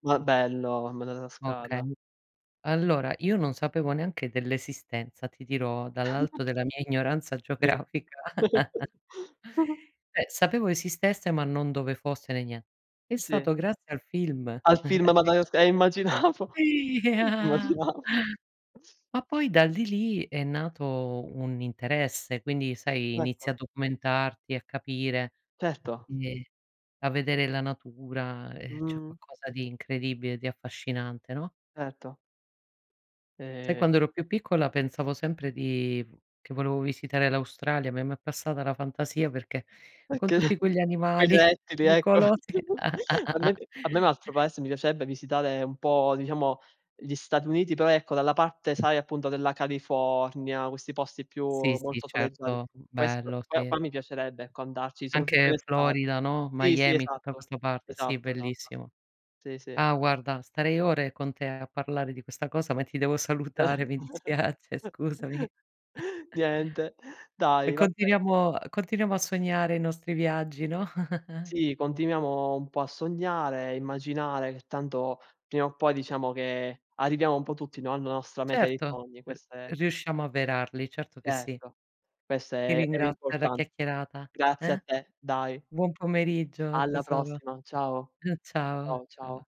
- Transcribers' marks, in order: chuckle; chuckle; giggle; chuckle; unintelligible speech; laughing while speaking: "immaginavo, immaginavo"; chuckle; other background noise; "quindi" said as "inde"; "cioè" said as "ceh"; drawn out: "E"; unintelligible speech; giggle; laughing while speaking: "animali"; chuckle; chuckle; laughing while speaking: "salutare, mi dispiace, scusami"; chuckle; chuckle
- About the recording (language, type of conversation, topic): Italian, unstructured, Qual è il viaggio dei tuoi sogni e perché?